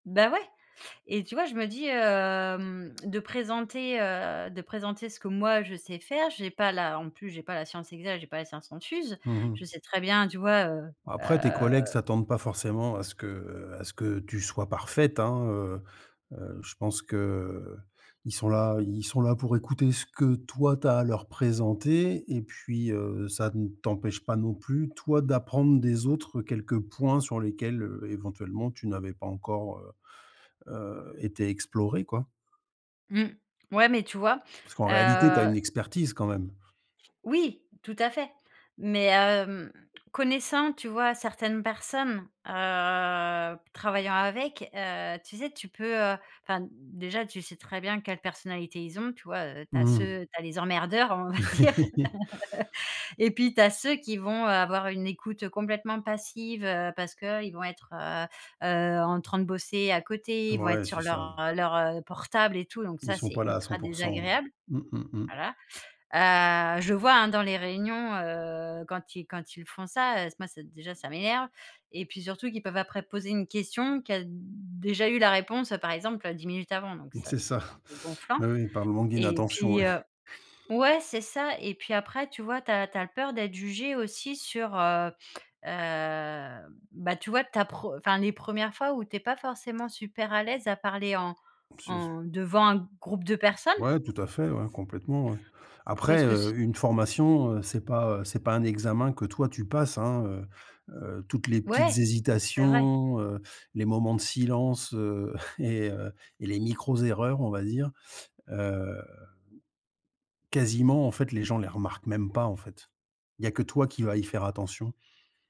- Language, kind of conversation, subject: French, advice, Comment gérez-vous le syndrome de l’imposteur quand vous présentez un projet à des clients ou à des investisseurs ?
- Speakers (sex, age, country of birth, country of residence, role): female, 40-44, France, France, user; male, 50-54, France, Spain, advisor
- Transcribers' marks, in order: drawn out: "hem"; drawn out: "heu"; stressed: "emmerdeurs"; laugh; other background noise; teeth sucking; tapping; unintelligible speech; chuckle